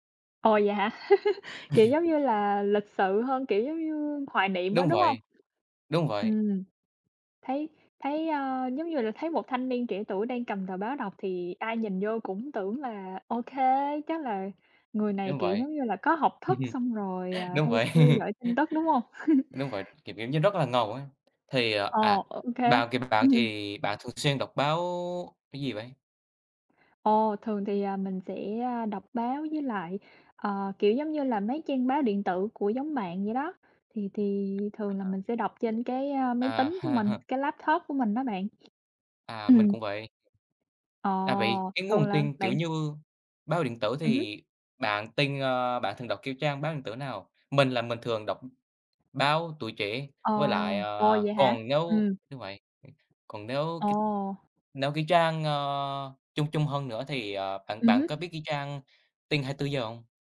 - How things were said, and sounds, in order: laugh; laughing while speaking: "Đúng vậy"; laugh; laugh; other background noise; laughing while speaking: "Ừm"; chuckle; sniff; tapping
- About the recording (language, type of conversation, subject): Vietnamese, unstructured, Bạn có tin tưởng các nguồn tin tức không, và vì sao?